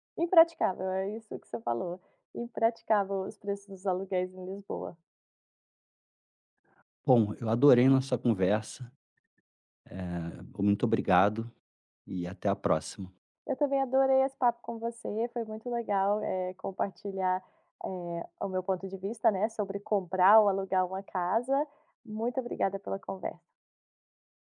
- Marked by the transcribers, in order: tapping
- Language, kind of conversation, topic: Portuguese, podcast, Como decidir entre comprar uma casa ou continuar alugando?